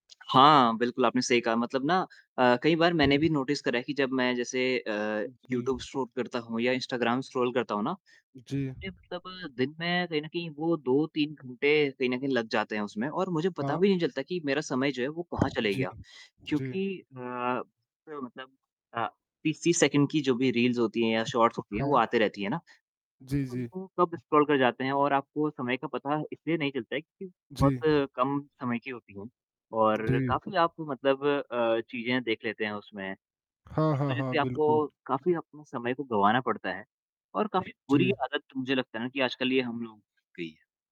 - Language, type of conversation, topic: Hindi, unstructured, क्या सोशल मीडिया ने मनोरंजन के तरीकों को बदल दिया है?
- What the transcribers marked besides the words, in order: static; tapping; in English: "नोटिस"; in English: "शूट"; in English: "स्क्रॉल"; distorted speech; other background noise; in English: "रील्स"; in English: "शॉर्ट्स"; in English: "स्क्रॉल"